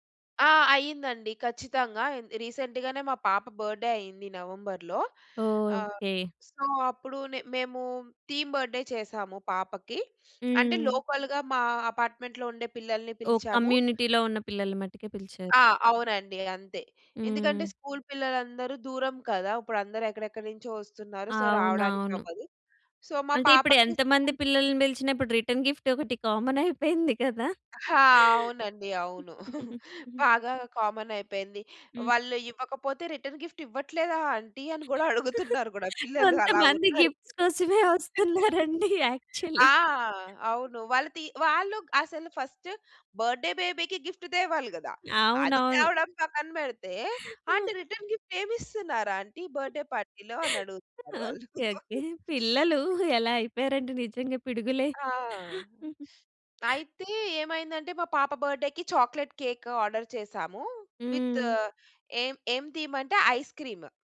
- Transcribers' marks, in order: in English: "రీసెంట్‌గానే"; in English: "బర్త్‌డే"; in English: "నవంబర్‌లో"; in English: "సో"; in English: "థీమ్ బర్త్‌డే"; in English: "లోకల్‌గా"; in English: "అపార్ట్మెంట్‌లో"; in English: "కమ్యూనిటీలో"; in English: "స్కూల్"; in English: "సో"; in English: "సో"; unintelligible speech; in English: "రిటర్న్ గిఫ్ట్"; in English: "కామన్"; chuckle; laughing while speaking: "అయిపోయింది కదా?"; in English: "కామన్"; in English: "రిటర్న్ గిఫ్ట్"; other background noise; laughing while speaking: "కొంతమంది గిఫ్ట్స్ కోసమే వస్తున్నారండి యాక్చువల్లీ"; in English: "గిఫ్ట్స్"; laugh; in English: "యాక్చువల్లీ"; in English: "ఫస్ట్ బర్త్‌డే బేబీకి గిఫ్ట్"; in English: "రిటర్న్ గిఫ్ట్"; chuckle; in English: "బర్త్‌డే పార్టీలో?"; laughing while speaking: "ఓకే. ఓకే. పిల్లలు ఎలా అయిపోయారంటే నిజంగా. పిడుగులే"; laugh; in English: "బర్త్‌డే‌కి చాక్లేట్ కేక్ ఆర్డర్"; in English: "విత్"; in English: "ఐ‌స్‌క్రీమ్"
- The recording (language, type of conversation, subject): Telugu, podcast, అతిథులు వచ్చినప్పుడు ఇంటి సన్నాహకాలు ఎలా చేస్తారు?